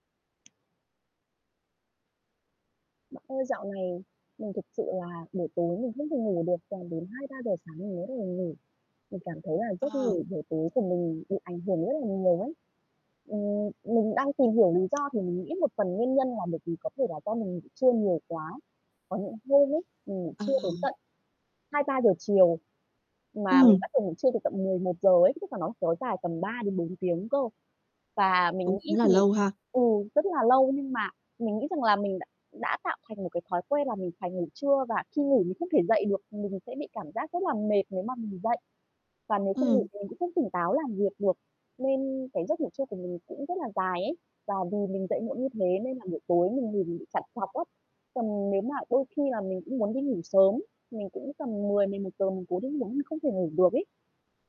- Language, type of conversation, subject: Vietnamese, advice, Ngủ trưa quá nhiều ảnh hưởng đến giấc ngủ ban đêm của bạn như thế nào?
- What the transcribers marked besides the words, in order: tapping; static; unintelligible speech; other background noise